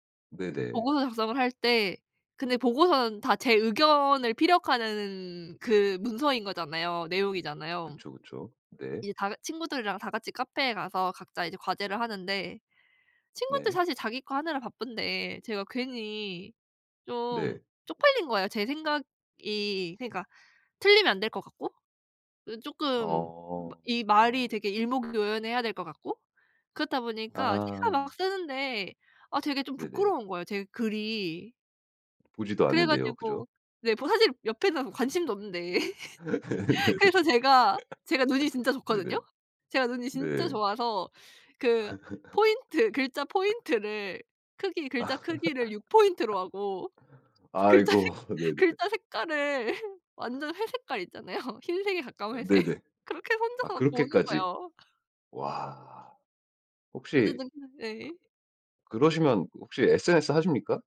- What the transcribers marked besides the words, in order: other background noise; laugh; laughing while speaking: "네네"; laugh; laugh; laugh; laughing while speaking: "아이고 네네"; laughing while speaking: "글자 색 글자 색깔을"; laughing while speaking: "있잖아요"; laughing while speaking: "회색. 그렇게 혼자서 보는 거예요"; tapping
- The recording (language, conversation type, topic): Korean, advice, 승진이나 취업 기회에 도전하는 것이 두려워 포기한 적이 있나요?